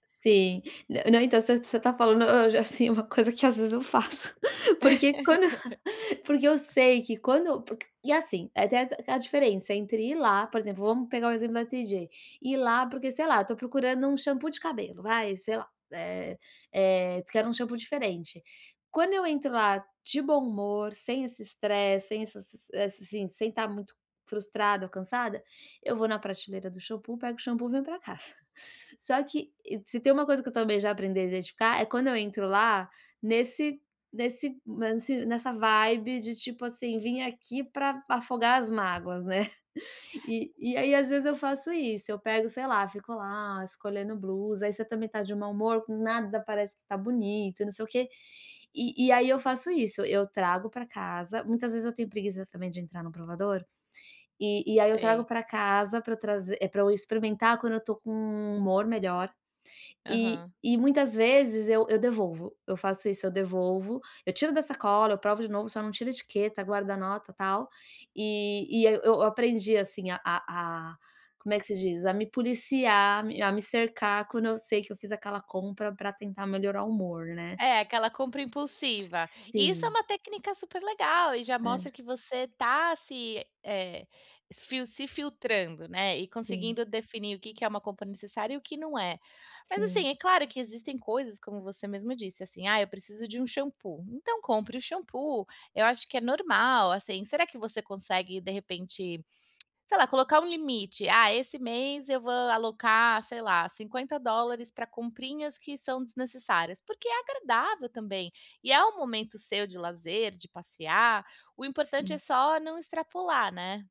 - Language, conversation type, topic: Portuguese, advice, Como posso evitar compras impulsivas quando estou estressado ou cansado?
- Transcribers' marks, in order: other background noise; laugh; tapping; chuckle; laughing while speaking: "porque quando"; chuckle; in English: "vibe"; chuckle; tongue click